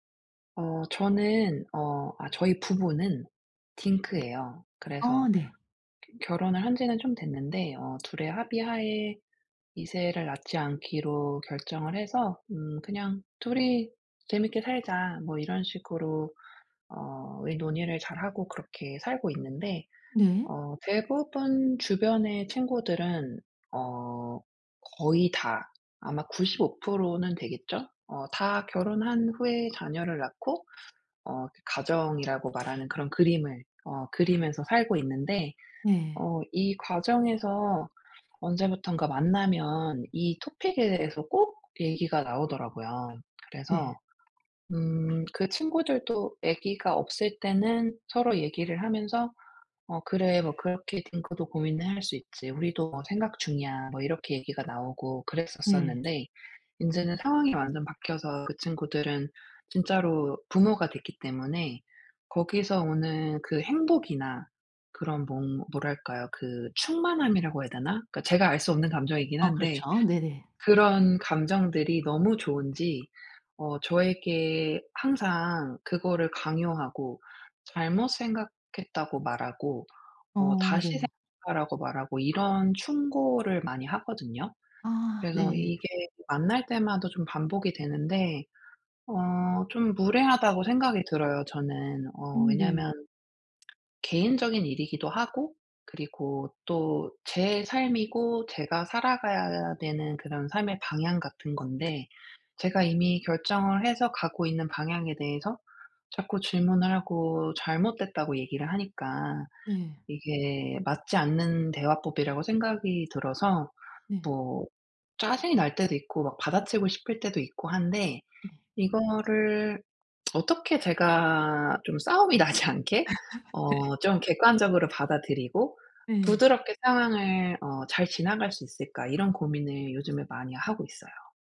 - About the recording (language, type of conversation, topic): Korean, advice, 어떻게 하면 타인의 무례한 지적을 개인적으로 받아들이지 않을 수 있을까요?
- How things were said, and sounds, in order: tapping; other background noise; lip smack; laughing while speaking: "나지 않게"; laugh